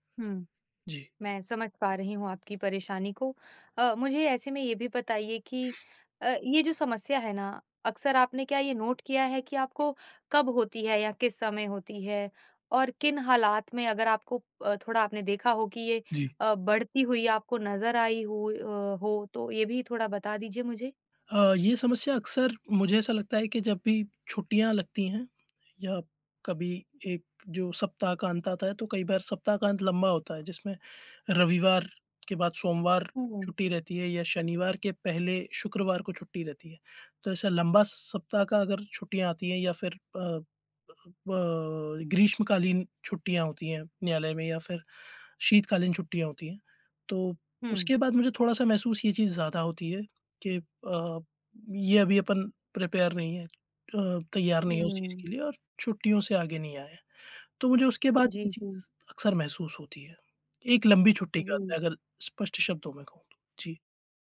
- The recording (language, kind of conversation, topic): Hindi, advice, लगातार टालमटोल करके काम शुरू न कर पाना
- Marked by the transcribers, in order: in English: "नोट"; in English: "प्रिपेयर"